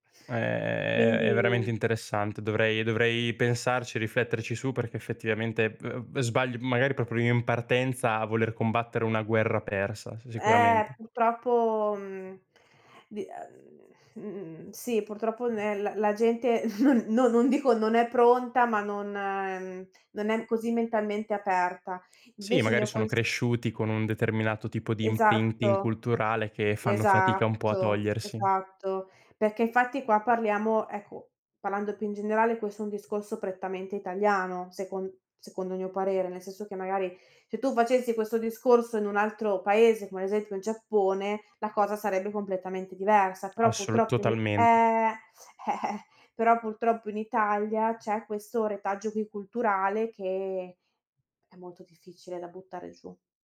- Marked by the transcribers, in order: other background noise; "proprio" said as "propro"; laughing while speaking: "non"; tapping; in English: "imprinting"; chuckle
- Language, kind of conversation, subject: Italian, advice, Come fai a nascondere i tuoi interessi o le tue passioni per non sembrare strano?